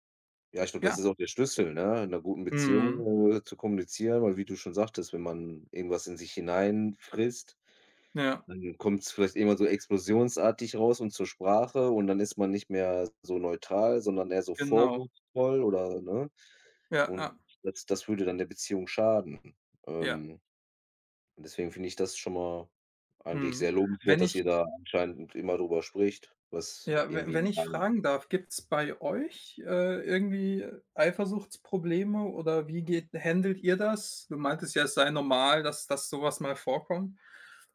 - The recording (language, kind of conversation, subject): German, unstructured, Wie gehst du mit Eifersucht in einer Beziehung um?
- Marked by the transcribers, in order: other background noise